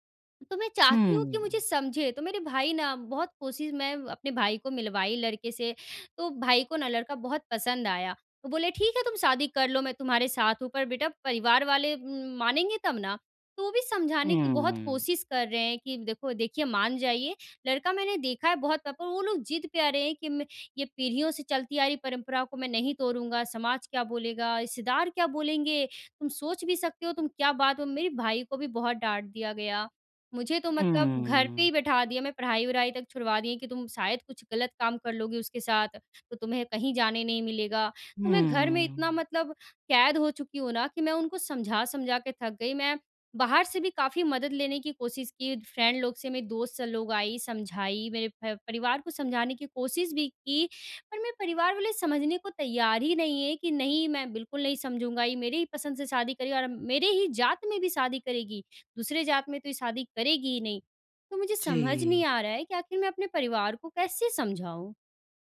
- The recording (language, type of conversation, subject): Hindi, advice, पीढ़ियों से चले आ रहे पारिवारिक संघर्ष से कैसे निपटें?
- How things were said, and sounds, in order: in English: "फ्रेंड"